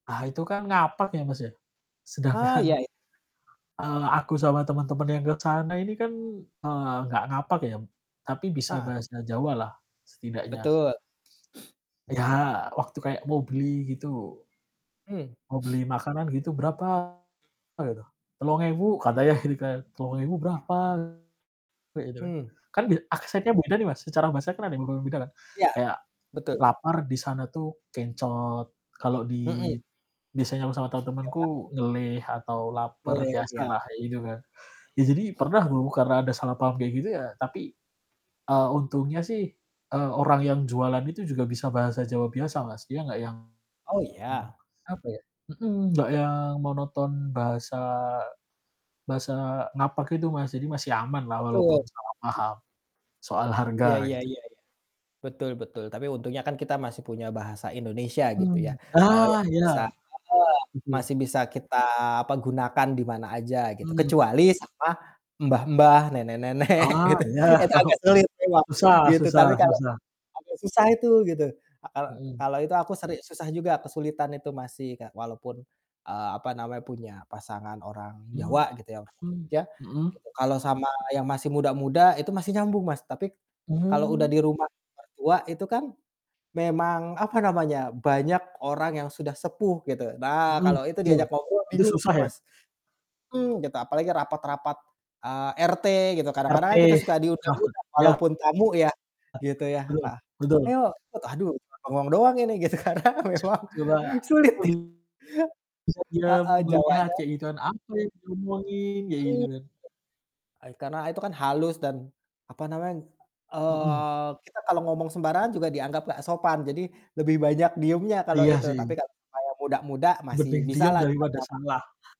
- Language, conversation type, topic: Indonesian, unstructured, Apa momen paling lucu yang pernah kamu alami saat bepergian?
- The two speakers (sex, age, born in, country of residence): male, 25-29, Indonesia, Indonesia; male, 30-34, Indonesia, Indonesia
- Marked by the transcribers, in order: laughing while speaking: "sedangkan"; "iya" said as "iyai"; static; other background noise; distorted speech; in Javanese: "Telung ewu"; laughing while speaking: "Katanya"; in Javanese: "telung ewu"; in Javanese: "kencot"; in Javanese: "ngelih"; mechanical hum; laughing while speaking: "nenek-nenek gitu"; chuckle; laughing while speaking: "tau"; tapping; laughing while speaking: "gitu karena memang sulit nih"; other noise; unintelligible speech